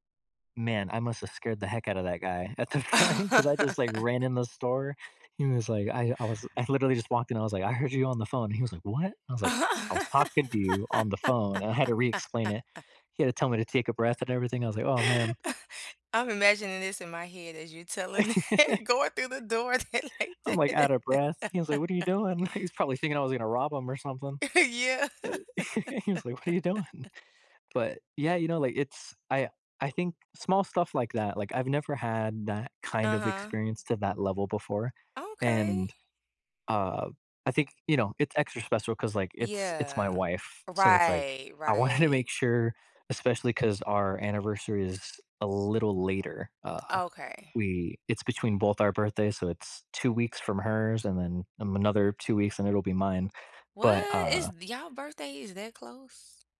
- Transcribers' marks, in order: laughing while speaking: "at the front"; laugh; laugh; other background noise; inhale; laugh; laugh; laughing while speaking: "it, going through the door, acting like that"; laugh; laughing while speaking: "Like"; chuckle; laugh; tapping; chuckle; laughing while speaking: "doing?"; laughing while speaking: "wanted"
- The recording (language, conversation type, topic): English, unstructured, What good news have you heard lately that made you smile?